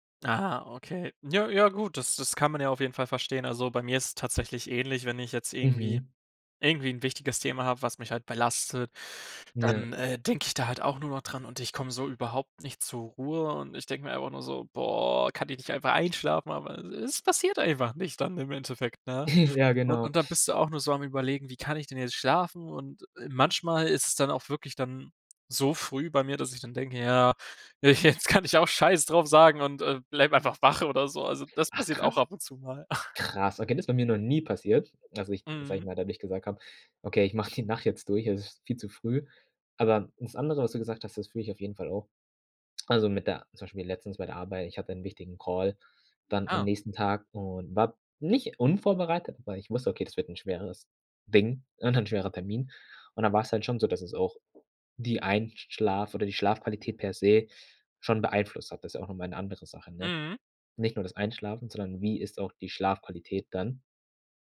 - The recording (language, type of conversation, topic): German, podcast, Was hilft dir beim Einschlafen, wenn du nicht zur Ruhe kommst?
- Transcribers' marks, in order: giggle; laughing while speaking: "also jetzt"; chuckle